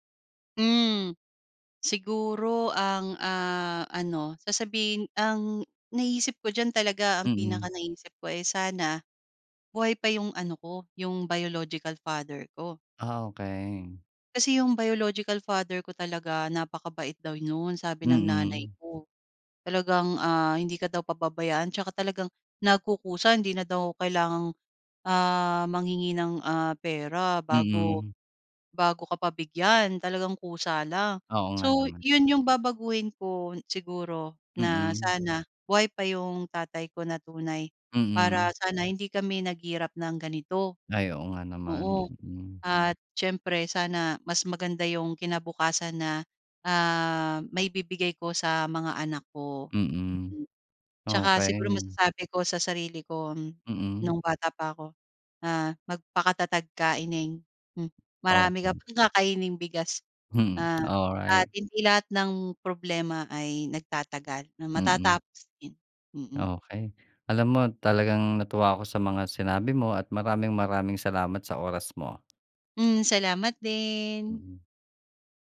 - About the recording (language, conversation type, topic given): Filipino, podcast, Puwede mo bang ikuwento kung paano nagsimula ang paglalakbay mo sa pag-aaral?
- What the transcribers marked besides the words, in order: tapping